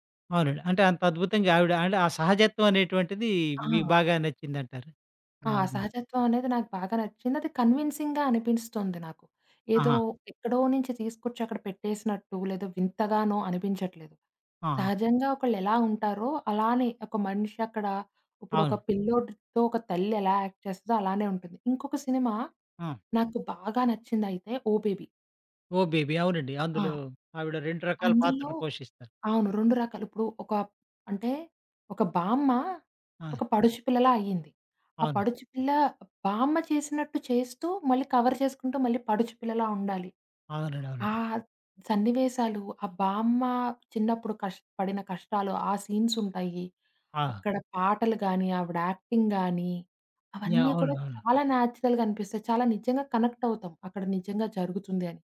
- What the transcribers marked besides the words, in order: in English: "కన్విన్సింగ్‌గా"; other background noise; in English: "యాక్ట్"; in English: "కవర్"; in English: "యాక్టింగ్"; in English: "నేచురల్‌గా"
- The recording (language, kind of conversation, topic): Telugu, podcast, మీకు ఇష్టమైన నటుడు లేదా నటి గురించి మీరు మాట్లాడగలరా?